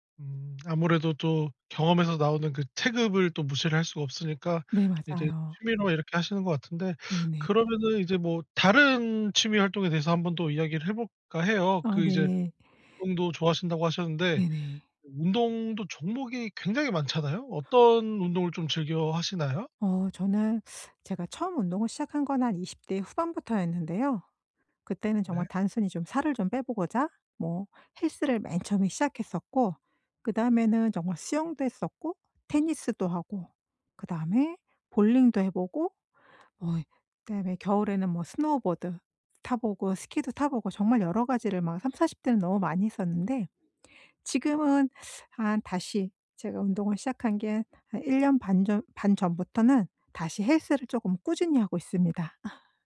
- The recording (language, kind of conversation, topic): Korean, podcast, 취미를 꾸준히 이어갈 수 있는 비결은 무엇인가요?
- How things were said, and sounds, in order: tapping; teeth sucking; other background noise; teeth sucking; teeth sucking; laugh